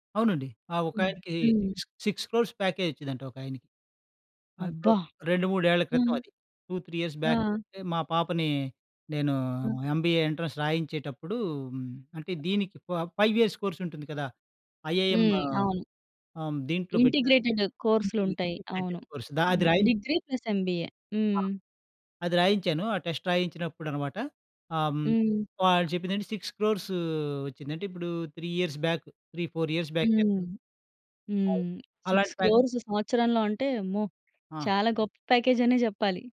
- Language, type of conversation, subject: Telugu, podcast, విద్యలో టీచర్ల పాత్ర నిజంగా ఎంత కీలకమని మీకు అనిపిస్తుంది?
- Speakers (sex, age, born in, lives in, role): female, 30-34, India, India, host; male, 50-54, India, India, guest
- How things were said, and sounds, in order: in English: "సిక్స్ సిక్స్ క్రోర్స్ ప్యాకేజ్"; in English: "టూ త్రీ ఇయర్స్ బ్యాక్"; in English: "ఎంబీఏ ఎంట్రన్స్"; other background noise; in English: "ఫ ఫైవ్ ఇయర్స్ కోర్స్"; in English: "ఐఐఎం"; in English: "ఇంటిగ్రేటెడ్"; in English: "ది యూనియన్ ఇంటిగ్రేటెడ్ కోర్స్"; in English: "డిగ్రీ ప్లస్ ఎంబీఏ"; in English: "టెస్ట్"; in English: "సిక్స్ క్రోర్స్"; in English: "త్రీ ఇయర్స్ బ్యాక్. త్రీ ఫోర్ ఇయర్స్"; in English: "సిక్స్ క్రోర్స్"; in English: "ప్యాక్"; in English: "ప్యాకేజ్"